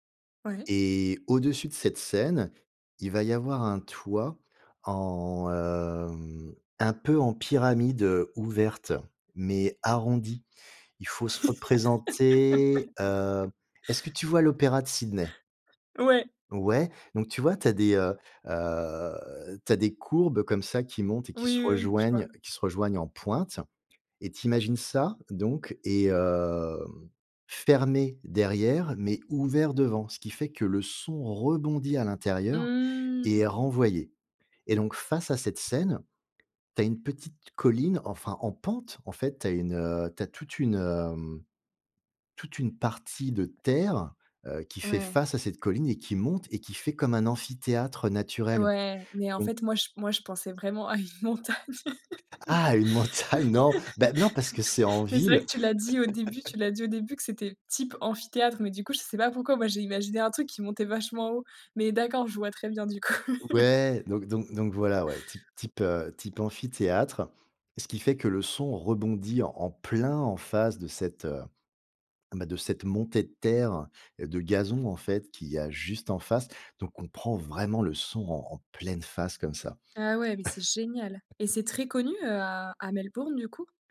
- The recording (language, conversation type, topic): French, podcast, Quelle expérience de concert inoubliable as-tu vécue ?
- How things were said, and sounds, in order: laugh; joyful: "Ouais"; drawn out: "Mmh"; stressed: "terre"; laughing while speaking: "à une montagne. Ouais"; laugh; chuckle; stressed: "génial"; chuckle